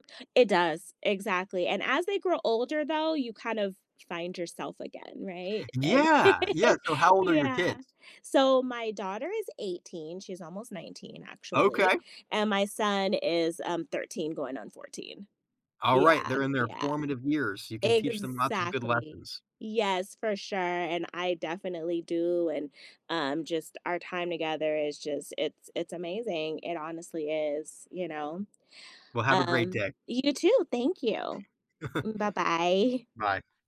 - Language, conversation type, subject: English, unstructured, What do you wish you'd started sooner?
- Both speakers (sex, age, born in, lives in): female, 40-44, United States, United States; male, 25-29, United States, United States
- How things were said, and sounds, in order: laugh; other background noise; laugh